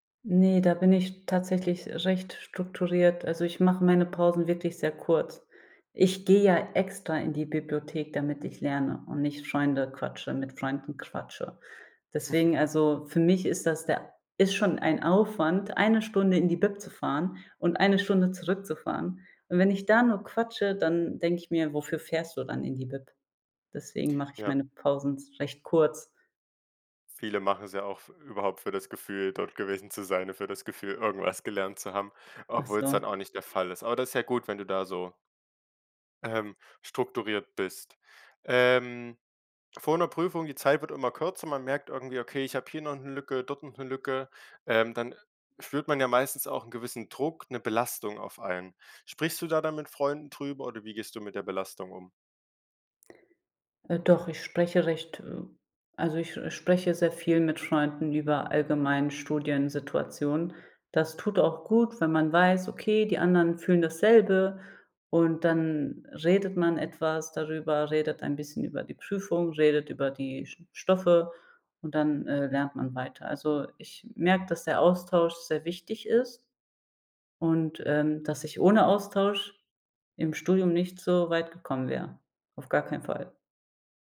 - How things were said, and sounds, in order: chuckle
- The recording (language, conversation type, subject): German, podcast, Wie gehst du persönlich mit Prüfungsangst um?